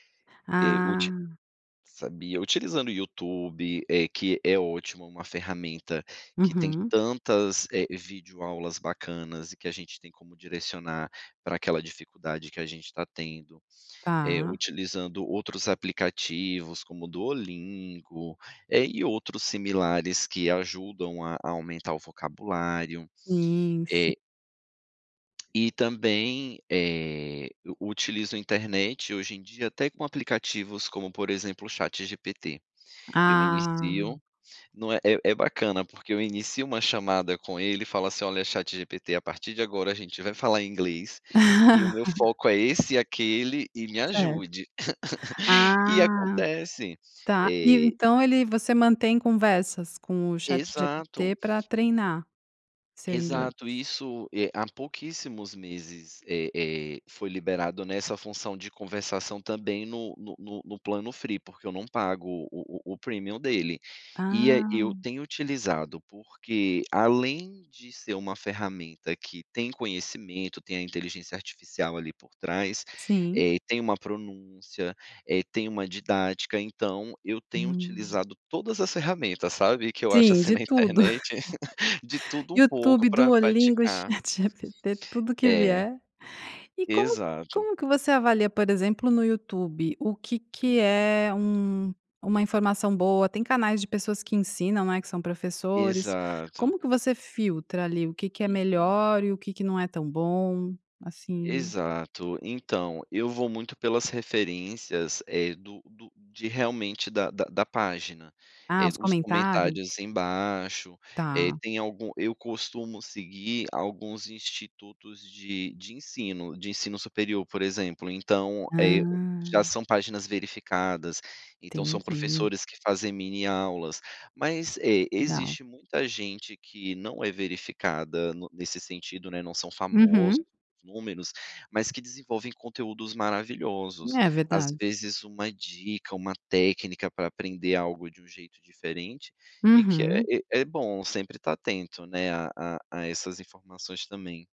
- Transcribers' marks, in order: tapping; laugh; laugh; in English: "free"; in English: "premium"; laugh; laughing while speaking: "ChatGPT"; laugh
- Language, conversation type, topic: Portuguese, podcast, Como você usa a internet para aprender sem se perder?
- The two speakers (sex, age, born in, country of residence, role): female, 45-49, Brazil, Italy, host; male, 35-39, Brazil, Netherlands, guest